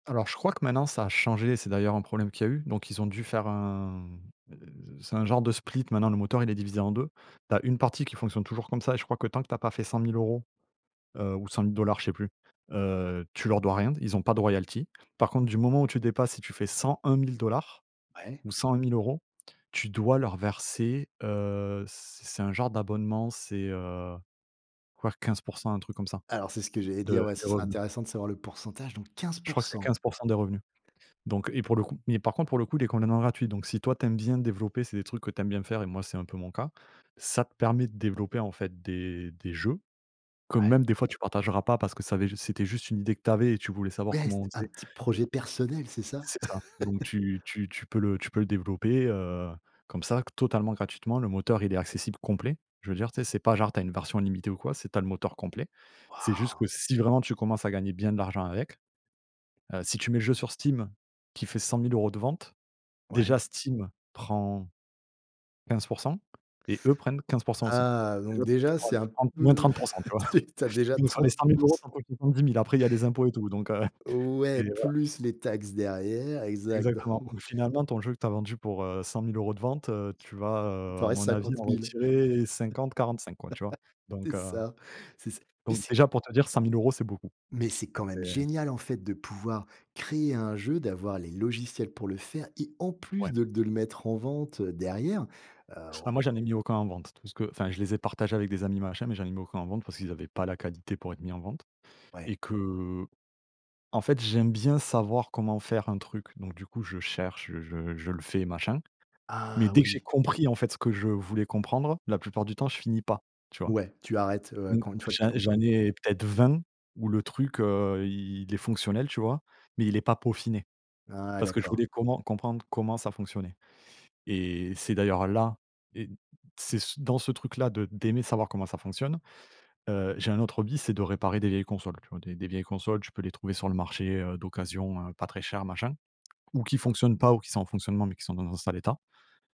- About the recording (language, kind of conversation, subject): French, podcast, Peux-tu raconter une galère drôle liée à ton passe-temps ?
- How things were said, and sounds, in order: in English: "split"; in English: "royalties"; tapping; stressed: "quinze pour cent!"; chuckle; chuckle; laughing while speaking: "s t tu as déjà trente pour ce"; unintelligible speech; chuckle; other background noise; laugh; stressed: "en plus"